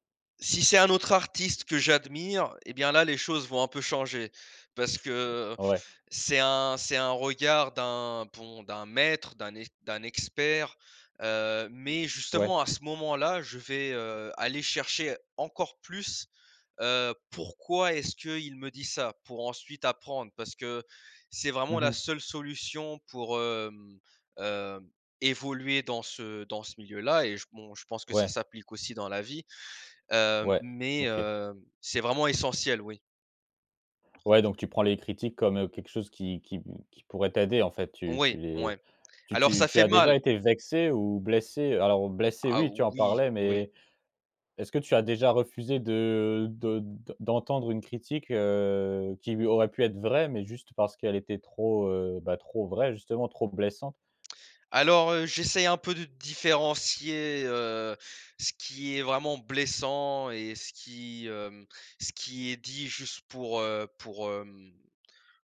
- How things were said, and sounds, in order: other background noise; stressed: "mais"; stressed: "oui"; drawn out: "de"; drawn out: "heu"
- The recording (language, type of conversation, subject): French, podcast, Quel rôle l’échec joue-t-il dans ton travail créatif ?